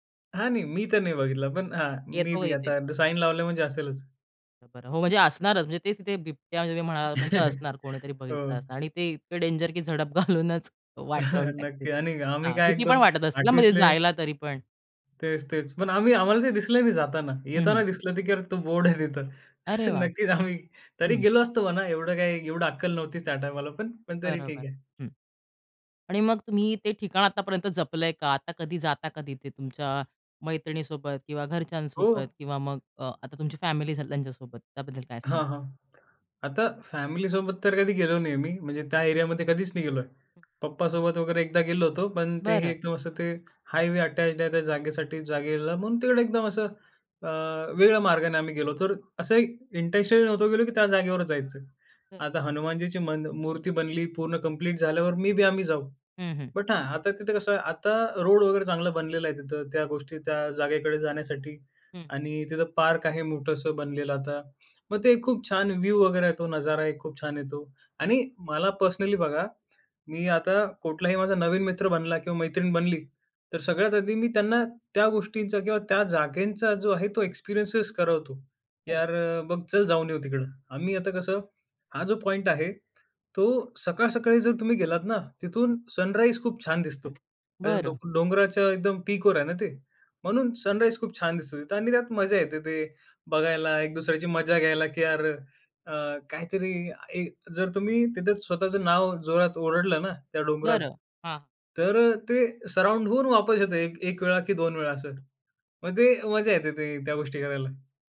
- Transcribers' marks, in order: in English: "मे बी"; tapping; chuckle; in English: "डेंजर"; laughing while speaking: "घालूनच वाट लावून टाकतील"; chuckle; laughing while speaking: "तिथं. नक्कीच आम्ही"; other noise; in English: "अटॅच्ड"; in English: "इंटेंशनली"; in English: "मे बी"; in English: "बट"; other background noise; in English: "सनराईज"; in English: "पीकवर"; in English: "सनराईज"; in English: "सराउंड"
- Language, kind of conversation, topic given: Marathi, podcast, शहरातील लपलेली ठिकाणे तुम्ही कशी शोधता?